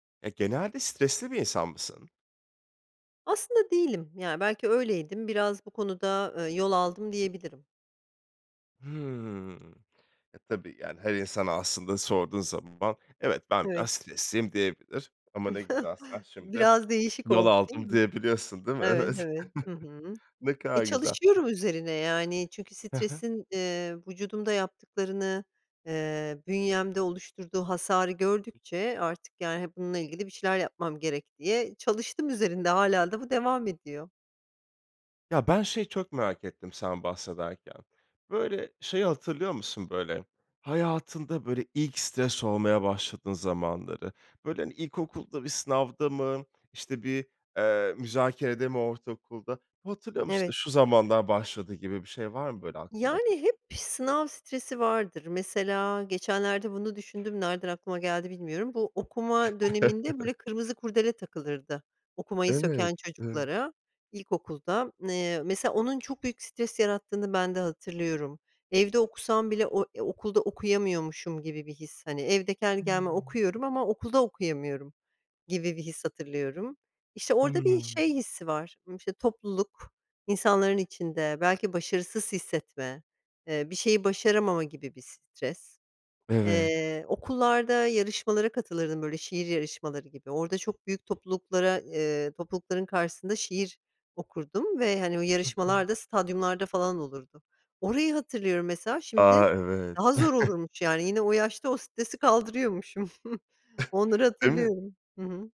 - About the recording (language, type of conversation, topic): Turkish, podcast, Stres vücudumuzda nasıl belirtilerle kendini gösterir?
- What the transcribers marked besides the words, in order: other background noise; chuckle; laughing while speaking: "Evet"; chuckle; other noise; tapping; chuckle; chuckle; chuckle